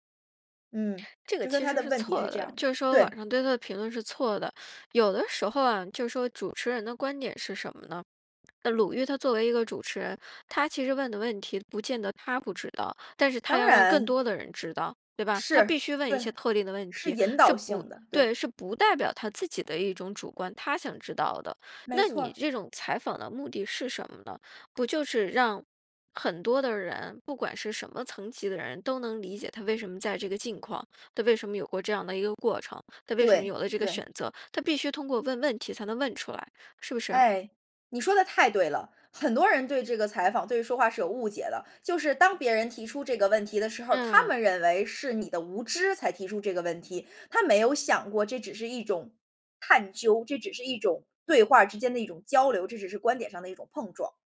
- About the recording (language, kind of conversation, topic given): Chinese, podcast, 你从大自然中学到了哪些人生道理？
- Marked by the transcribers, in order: none